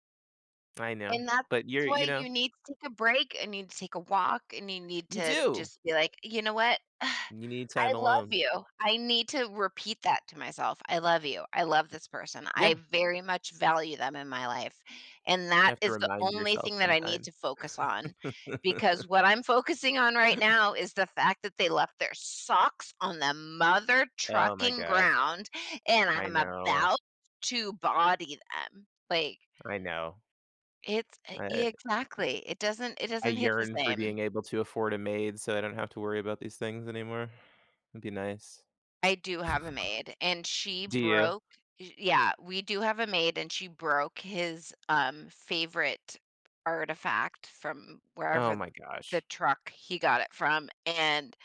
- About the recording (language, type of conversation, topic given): English, unstructured, How can I balance giving someone space while staying close to them?
- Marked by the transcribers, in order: exhale; laugh; chuckle; chuckle